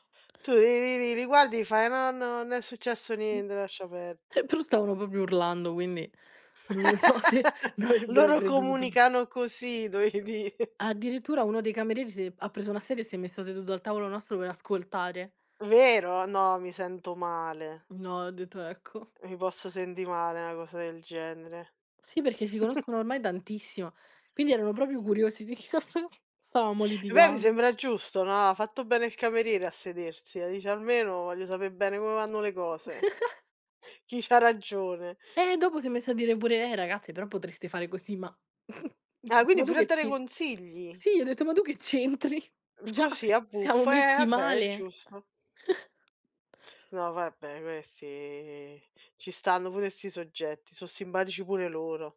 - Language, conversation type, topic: Italian, unstructured, Quale ricordo ti fa sempre sorridere?
- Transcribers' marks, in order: other background noise; "proprio" said as "propio"; laughing while speaking: "non lo so semi avrebbero creduto"; laugh; "dovevi" said as "dovei"; tapping; "senti'" said as "sendi"; chuckle; "tantissimo" said as "dantissimo"; laughing while speaking: "che cosa"; chuckle; chuckle; other noise; laughing while speaking: "c'entri?"; background speech; chuckle; drawn out: "questi"; "simpatici" said as "simbatici"